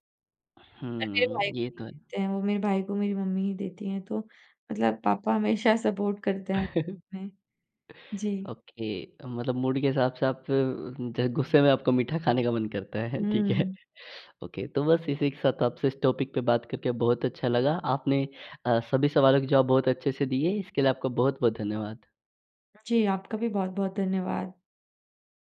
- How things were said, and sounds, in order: tapping; chuckle; in English: "सपोर्ट"; in English: "ओके"; in English: "मूड"; laughing while speaking: "है"; in English: "ओके"; in English: "टॉपिक"; other background noise
- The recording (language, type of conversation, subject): Hindi, podcast, आप असली भूख और बोरियत से होने वाली खाने की इच्छा में कैसे फर्क करते हैं?